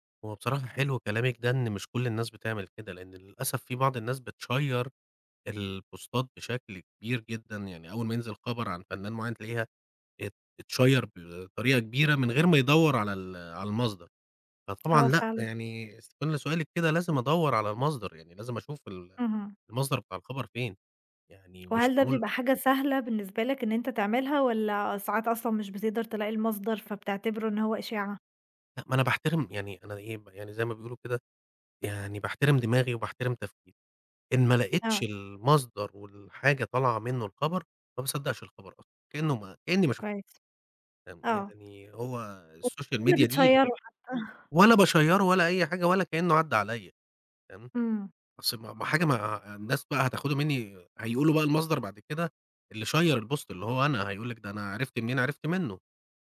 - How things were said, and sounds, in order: in English: "بتشيّر البوستات"; in English: "أتشيّر"; unintelligible speech; in English: "السوشيال ميديا"; unintelligible speech; in English: "بِاشيّره"; in English: "بِتشيرُه"; tapping; in English: "شيّر البوست"
- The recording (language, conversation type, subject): Arabic, podcast, إيه دور السوشال ميديا في شهرة الفنانين من وجهة نظرك؟